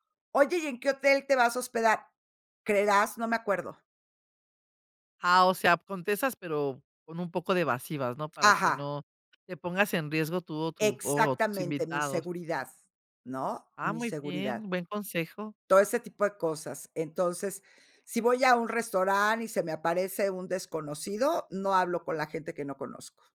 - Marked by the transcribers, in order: none
- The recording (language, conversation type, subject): Spanish, podcast, ¿Cómo cuidas tu seguridad cuando viajas solo?